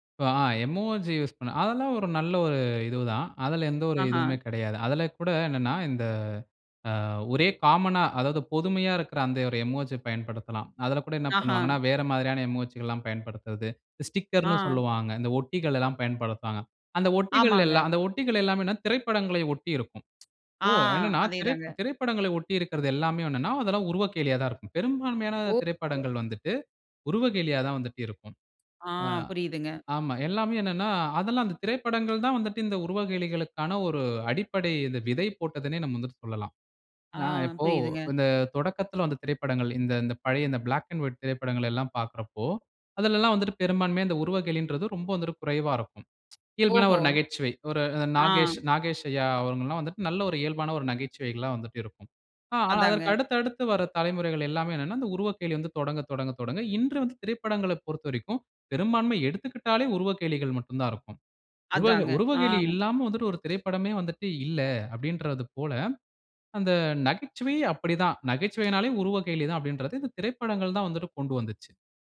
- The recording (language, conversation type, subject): Tamil, podcast, மெய்நிகர் உரையாடலில் நகைச்சுவை எப்படி தவறாக எடுத்துக்கொள்ளப்படுகிறது?
- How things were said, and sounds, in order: in English: "எமோஜி யூஸ்"; in English: "காமனா"; in English: "எமோஜி"; in English: "எமோஜிகள்"; in English: "ஸ்டிக்கர்ன்னு"; tsk; in English: "பிளாக் அண்ட் வைட்"; tsk